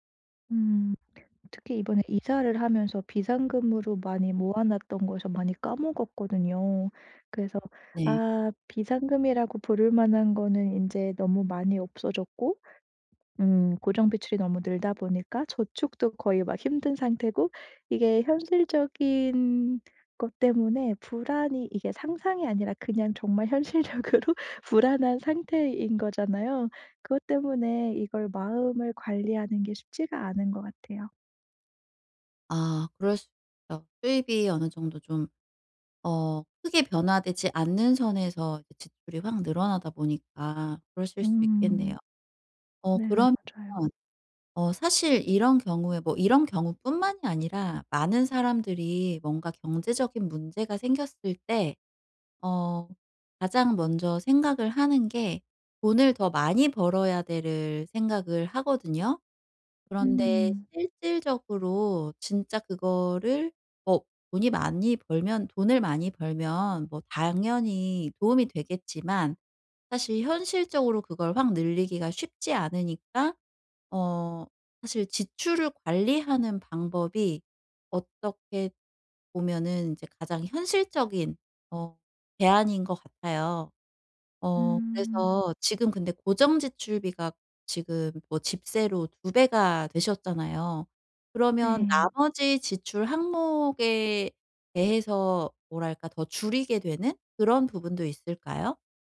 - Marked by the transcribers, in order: laughing while speaking: "현실적으로"
- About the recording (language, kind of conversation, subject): Korean, advice, 경제적 불안 때문에 잠이 안 올 때 어떻게 관리할 수 있을까요?